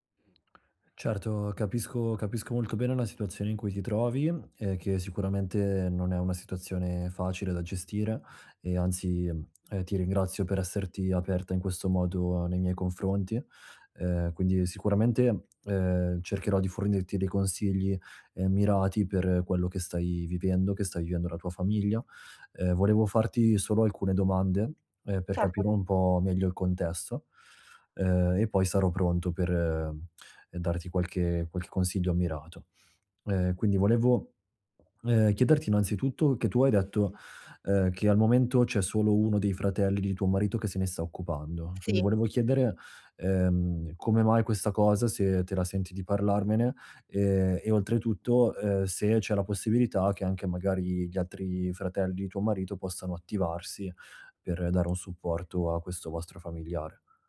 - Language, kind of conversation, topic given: Italian, advice, Come possiamo chiarire e distribuire ruoli e responsabilità nella cura di un familiare malato?
- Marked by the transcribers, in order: swallow